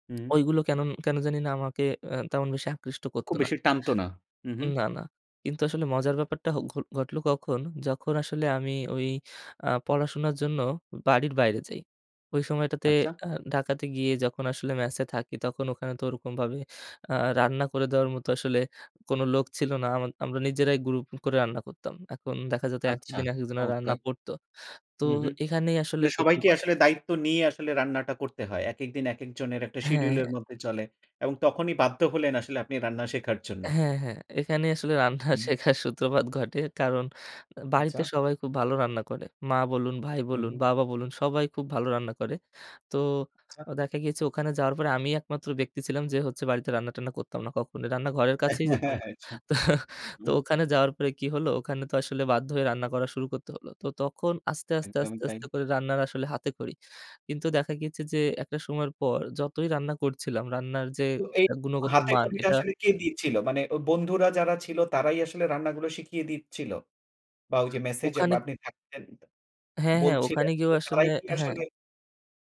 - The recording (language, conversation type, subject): Bengali, podcast, রান্না আপনার কাছে কী মানে রাখে, সেটা কি একটু শেয়ার করবেন?
- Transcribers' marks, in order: other background noise; laughing while speaking: "রান্না শেখার সূত্রপাত"; chuckle; laughing while speaking: "তো"